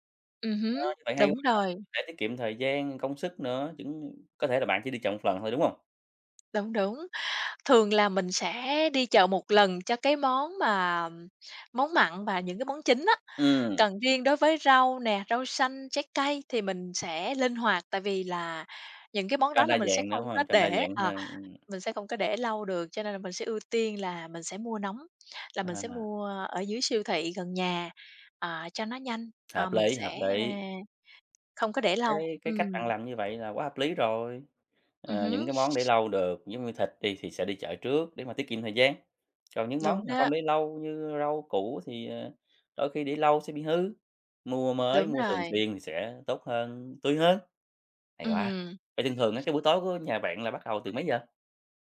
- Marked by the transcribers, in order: tapping; other background noise
- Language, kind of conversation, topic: Vietnamese, podcast, Bạn chuẩn bị bữa tối cho cả nhà như thế nào?